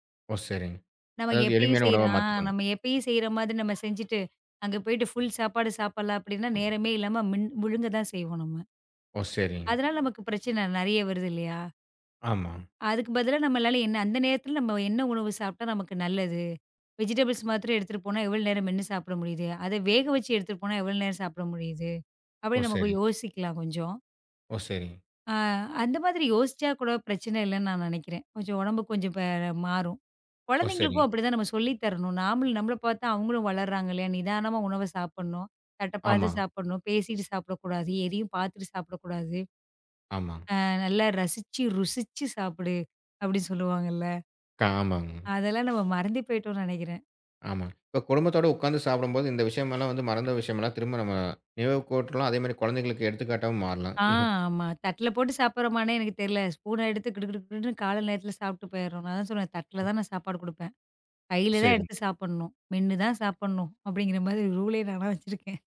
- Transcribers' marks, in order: in English: "ஃபுல்"; in English: "வெஜிடபிள்ஸ்"; laughing while speaking: "அஹ் நல்லா ரசிச்சு ருசிச்சு சாப்பிடு அப்டி சொல்லுவாங்கள்ல"; chuckle; other noise; laughing while speaking: "அப்டிங்கிற மாதிரி ரூல் -ஏ நானா வச்சிருக்கேன்"; in English: "ரூல்"
- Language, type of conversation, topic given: Tamil, podcast, நிதானமாக சாப்பிடுவதால் கிடைக்கும் மெய்நுணர்வு நன்மைகள் என்ன?